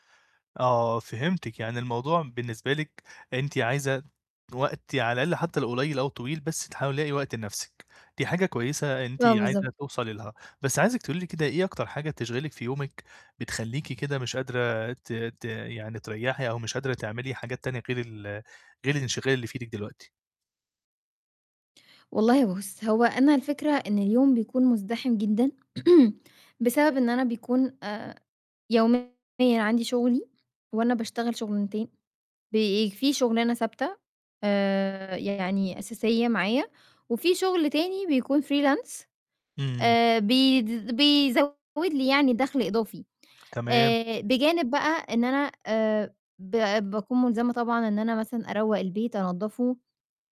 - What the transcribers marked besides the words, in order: other background noise; throat clearing; distorted speech; in English: "freelance"
- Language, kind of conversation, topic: Arabic, advice, إزاي ألاقي طرق أرتاح بيها وسط زحمة اليوم؟